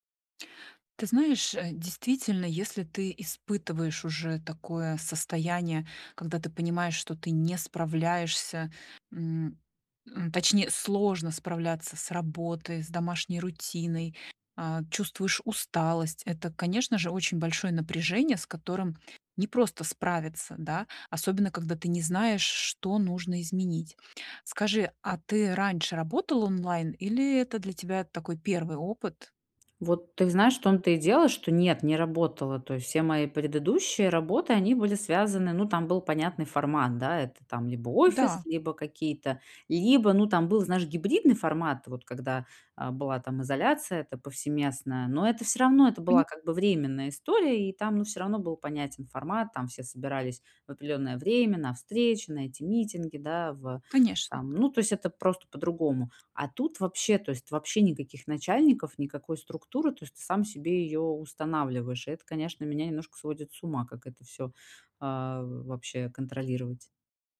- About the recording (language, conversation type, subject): Russian, advice, Как мне вернуть устойчивый рабочий ритм и выстроить личные границы?
- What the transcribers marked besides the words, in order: other background noise; tapping